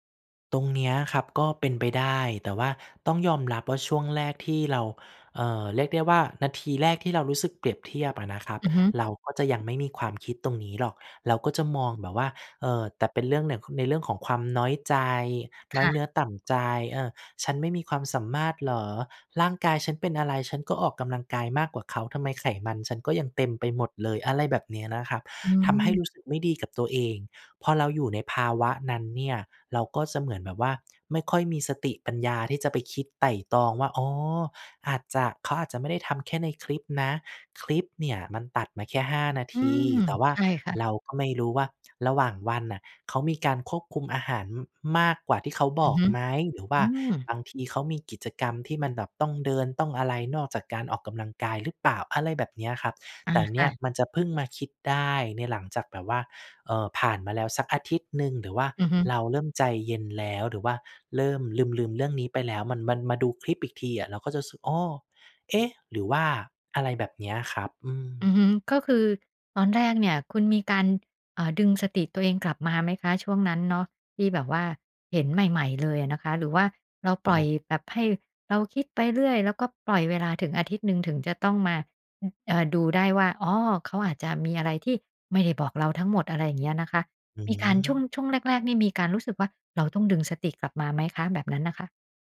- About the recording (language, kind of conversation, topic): Thai, podcast, โซเชียลมีเดียส่งผลต่อความมั่นใจของเราอย่างไร?
- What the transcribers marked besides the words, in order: none